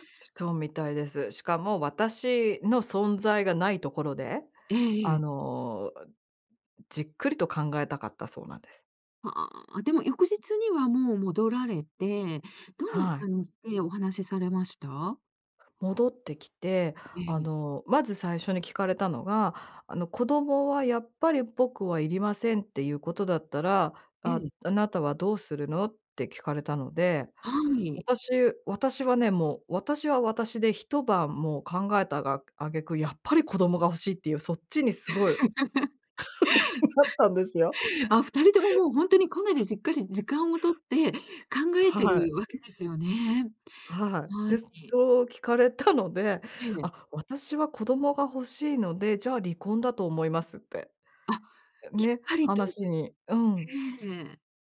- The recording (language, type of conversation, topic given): Japanese, podcast, 子どもを持つか迷ったとき、どう考えた？
- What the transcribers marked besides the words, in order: other background noise; laugh; laugh; "じっくり" said as "じっかり"; unintelligible speech